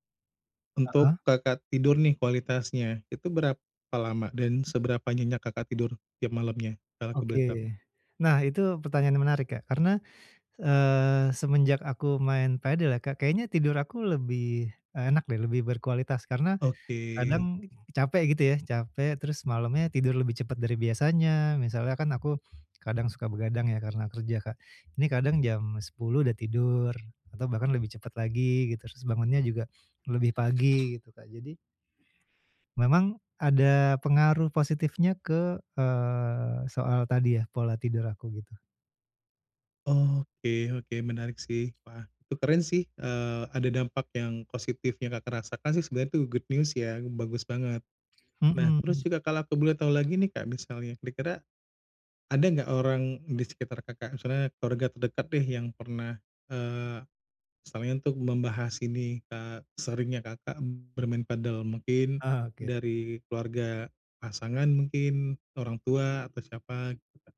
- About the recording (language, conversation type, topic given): Indonesian, advice, Bagaimana cara menyeimbangkan latihan dan pemulihan tubuh?
- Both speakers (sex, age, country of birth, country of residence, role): male, 35-39, Indonesia, Indonesia, advisor; male, 45-49, Indonesia, Indonesia, user
- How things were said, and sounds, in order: other background noise; in English: "good news"